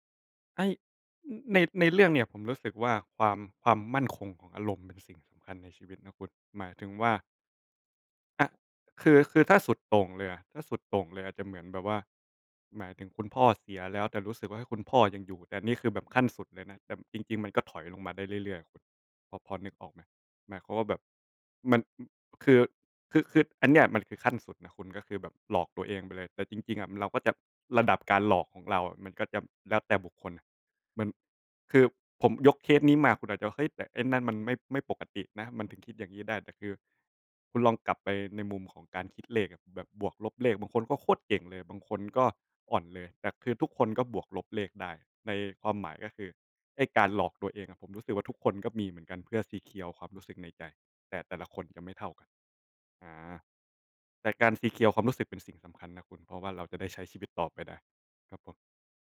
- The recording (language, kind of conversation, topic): Thai, unstructured, คุณคิดว่าการพูดความจริงแม้จะทำร้ายคนอื่นสำคัญไหม?
- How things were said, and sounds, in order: in English: "ซีเคียว"; in English: "ซีเคียว"